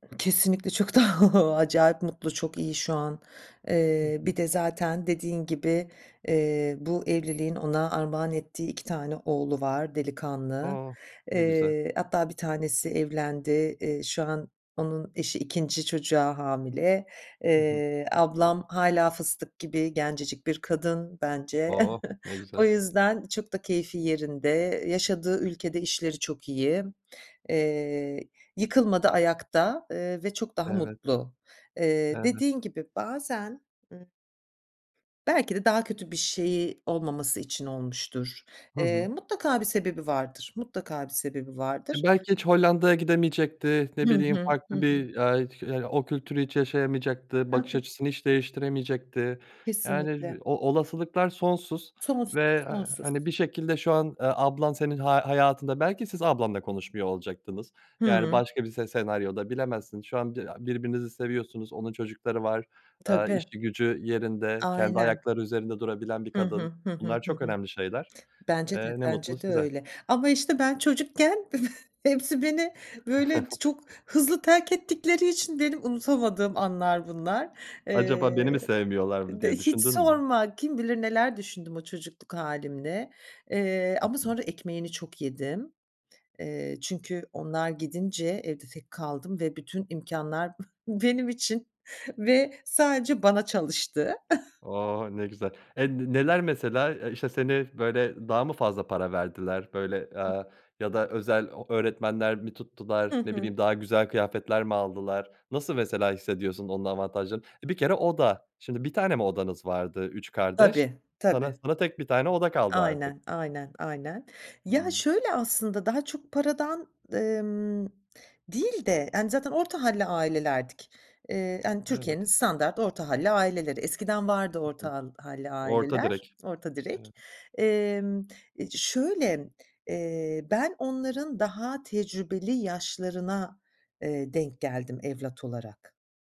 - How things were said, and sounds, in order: other noise; laughing while speaking: "daha"; other background noise; tapping; chuckle; unintelligible speech; chuckle; chuckle; chuckle; stressed: "oda"
- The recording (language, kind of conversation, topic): Turkish, podcast, Çocukluğunuzda aileniz içinde sizi en çok etkileyen an hangisiydi?
- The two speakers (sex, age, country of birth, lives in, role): female, 45-49, Germany, France, guest; male, 30-34, Turkey, Germany, host